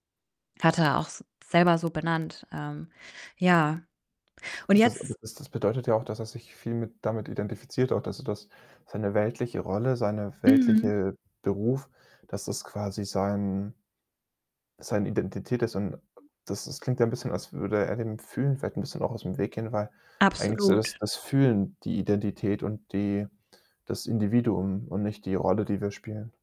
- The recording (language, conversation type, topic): German, advice, Wie erlebst du deine Trauer nach einem Verlust, und welche Existenzfragen beschäftigen dich dabei?
- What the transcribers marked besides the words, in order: distorted speech; static; other background noise; stressed: "Fühlen"